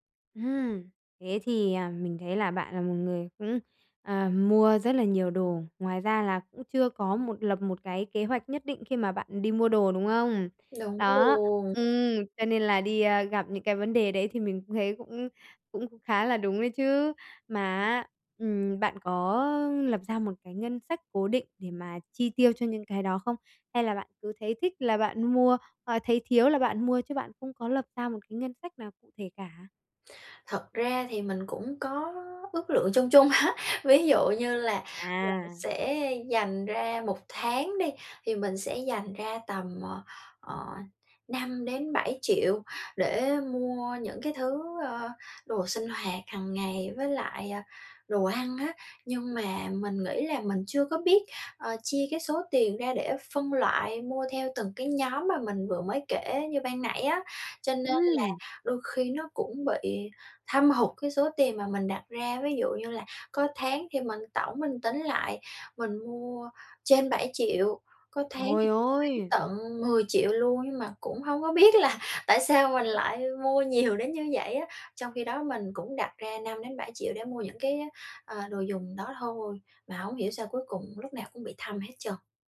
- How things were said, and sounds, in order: tapping; laughing while speaking: "á"; unintelligible speech
- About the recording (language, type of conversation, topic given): Vietnamese, advice, Làm sao mua sắm nhanh chóng và tiện lợi khi tôi rất bận?
- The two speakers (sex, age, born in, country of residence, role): female, 20-24, Vietnam, Vietnam, advisor; female, 25-29, Vietnam, Japan, user